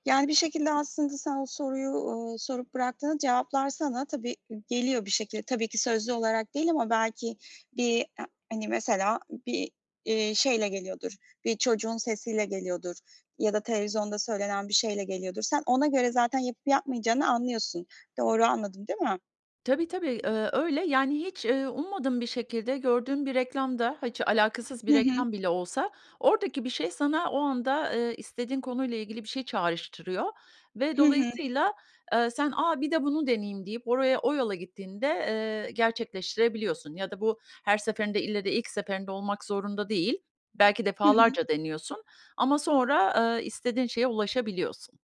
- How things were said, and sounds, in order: tapping
- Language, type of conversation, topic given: Turkish, podcast, Hayatta öğrendiğin en önemli ders nedir?